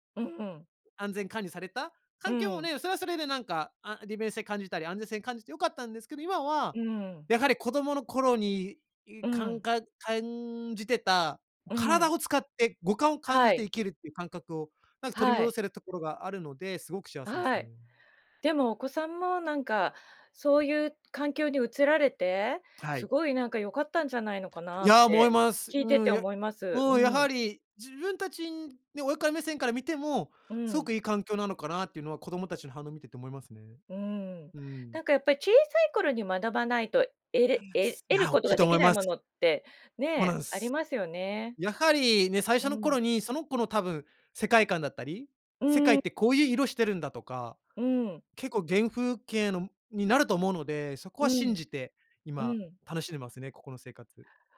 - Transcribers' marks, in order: other background noise
- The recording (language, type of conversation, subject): Japanese, podcast, 子どもの頃に体験した自然の中での出来事で、特に印象に残っているのは何ですか？